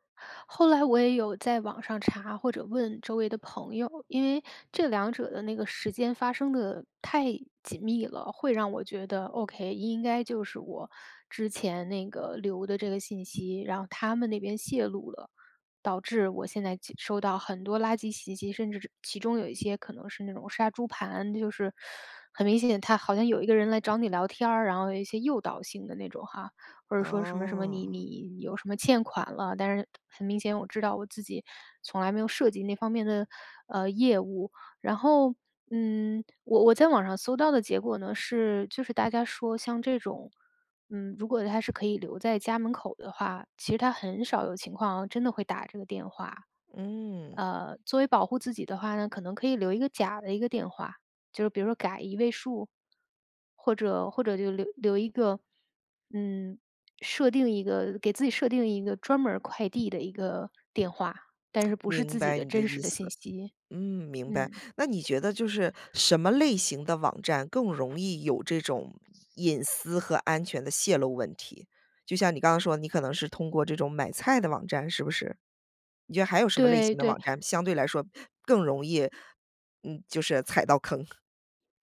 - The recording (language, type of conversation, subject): Chinese, podcast, 我们该如何保护网络隐私和安全？
- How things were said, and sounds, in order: other background noise; lip smack; other noise